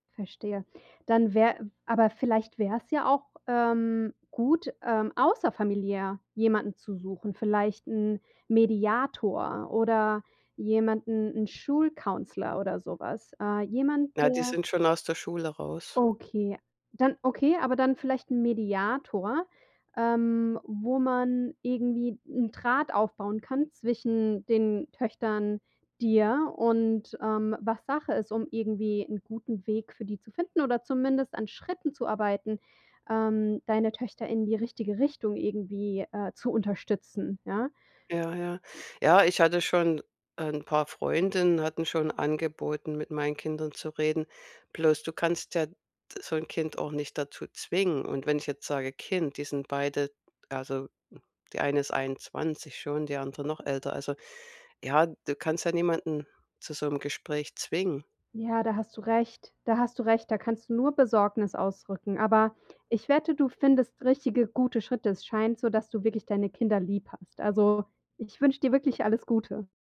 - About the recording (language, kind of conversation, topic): German, advice, Warum fühle ich mich minderwertig, wenn ich mich mit meinen Freund:innen vergleiche?
- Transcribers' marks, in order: other background noise; in English: "Schul-Counselor"; tapping